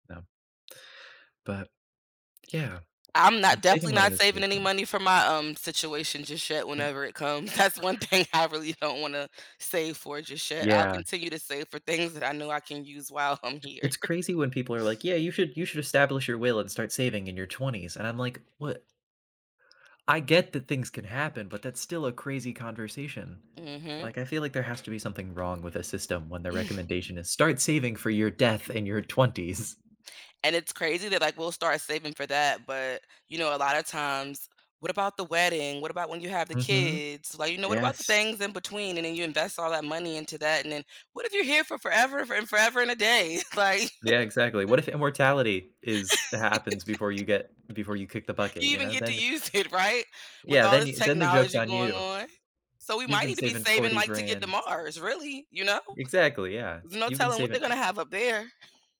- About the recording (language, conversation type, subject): English, unstructured, How has saving money made a positive impact on your life?
- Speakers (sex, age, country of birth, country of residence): female, 40-44, United States, United States; male, 20-24, United States, United States
- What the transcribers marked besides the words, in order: tapping; laughing while speaking: "That's one thing I really don't wanna"; chuckle; other background noise; laughing while speaking: "while I'm here"; chuckle; chuckle; laughing while speaking: "twenties"; chuckle; laughing while speaking: "like"; chuckle; laugh; chuckle; chuckle